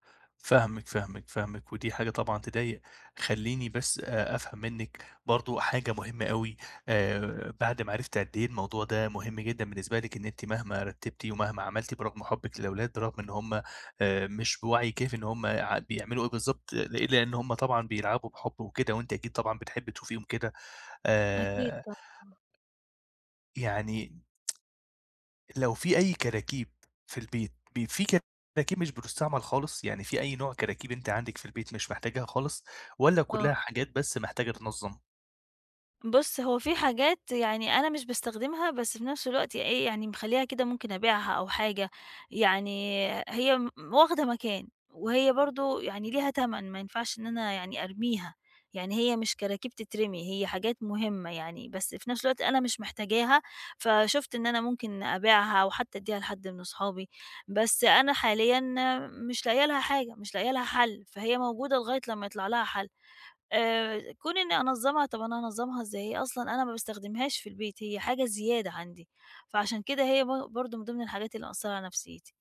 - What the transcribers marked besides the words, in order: tapping; tsk
- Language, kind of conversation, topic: Arabic, advice, إزاي أبدأ أقلّل الفوضى المتراكمة في البيت من غير ما أندم على الحاجة اللي هرميها؟